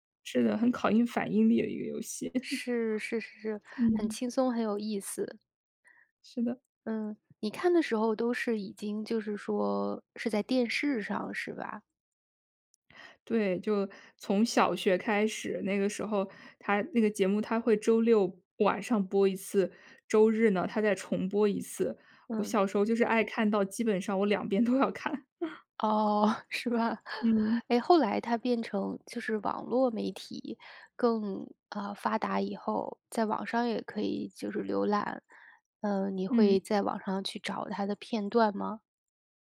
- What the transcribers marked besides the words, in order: "验" said as "应"; chuckle; other background noise; tapping; laughing while speaking: "两边都要看"; chuckle; laughing while speaking: "是吧"
- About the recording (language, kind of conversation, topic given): Chinese, podcast, 你小时候最爱看的节目是什么？